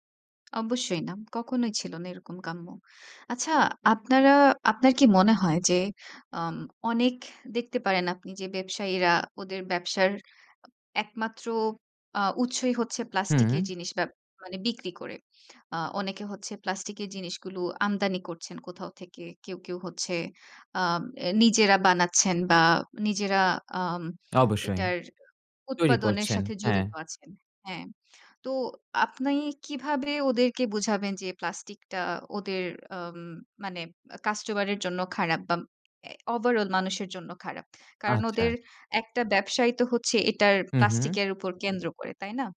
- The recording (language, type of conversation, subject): Bengali, podcast, তুমি কীভাবে প্লাস্টিক বর্জ্য কমাতে পারো?
- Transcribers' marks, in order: tapping; lip smack; lip smack